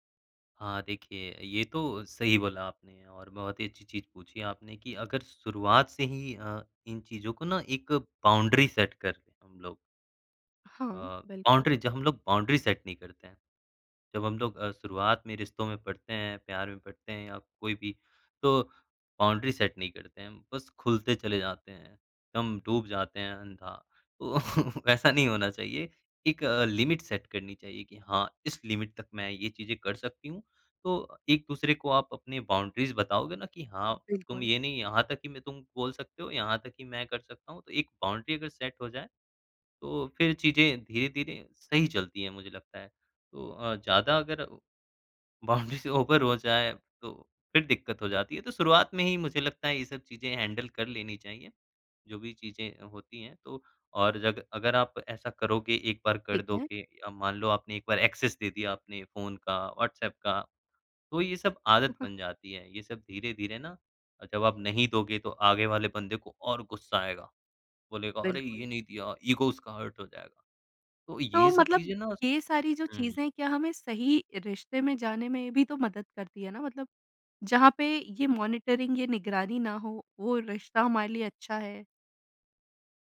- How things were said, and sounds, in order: in English: "बाउंड्री सेट"; in English: "बाउंड्री"; in English: "बाउंड्री सेट"; in English: "बाउंड्री सेट"; laughing while speaking: "तो ऐसा"; in English: "लिमिट सेट"; in English: "लिमिट"; in English: "बाउंड्रीज़"; tapping; in English: "बाउंड्री"; in English: "सेट"; laughing while speaking: "बाउंड्री से ऊपर"; in English: "बाउंड्री"; in English: "हैंडल"; in English: "एक्सेस"; chuckle; in English: "ईगो"; in English: "हर्ट"; in English: "मॉनिटरिंग"
- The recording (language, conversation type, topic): Hindi, podcast, क्या रिश्तों में किसी की लोकेशन साझा करना सही है?
- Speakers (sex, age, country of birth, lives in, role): female, 25-29, India, India, host; male, 20-24, India, India, guest